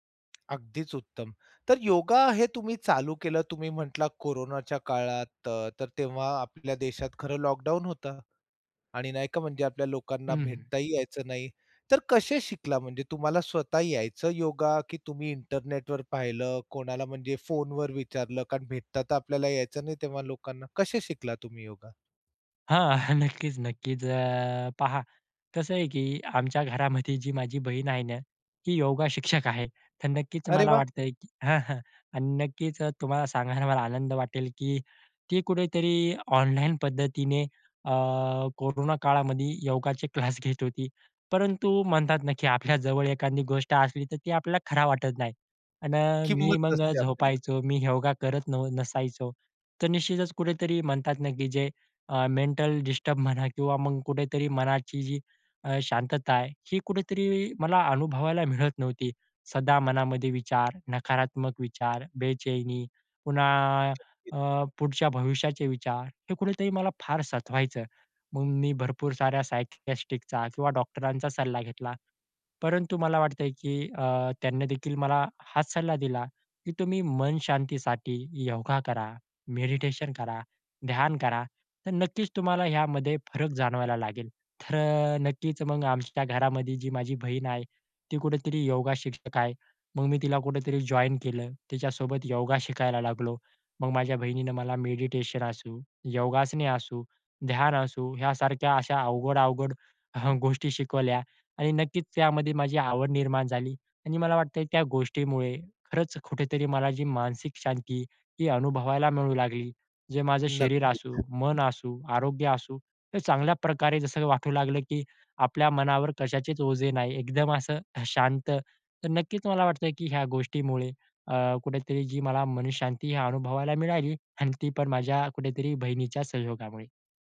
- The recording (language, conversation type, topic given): Marathi, podcast, मन शांत ठेवण्यासाठी तुम्ही रोज कोणती सवय जपता?
- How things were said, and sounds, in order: tapping; other background noise; in English: "मेंटल डिस्टर्ब"; unintelligible speech; in English: "सायकिअ‍ॅट्रिकचा"